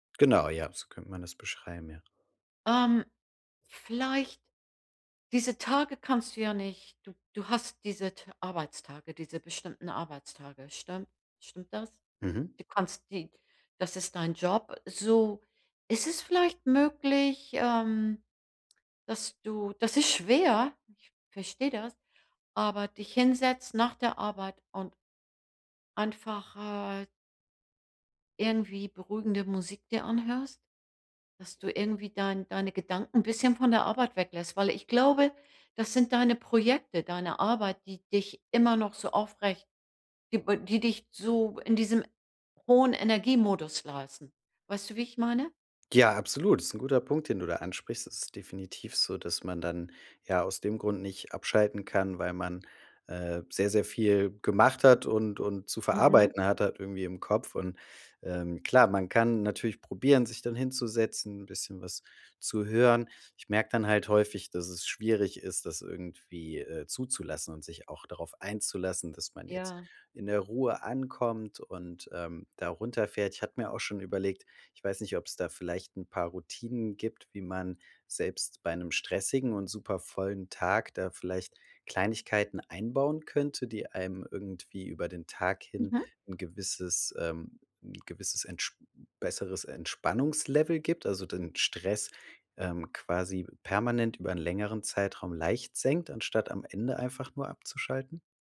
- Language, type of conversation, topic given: German, advice, Wie kann ich nach einem langen Tag zuhause abschalten und mich entspannen?
- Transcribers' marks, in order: none